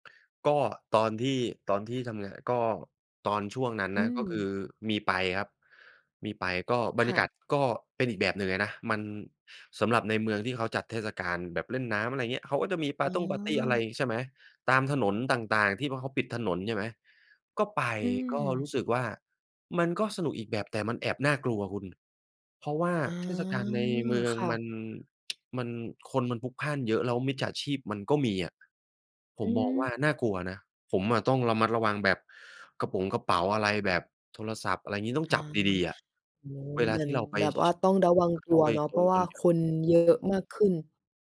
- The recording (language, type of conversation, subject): Thai, podcast, เทศกาลไหนที่คุณเฝ้ารอทุกปี?
- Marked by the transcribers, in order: tsk; other background noise; unintelligible speech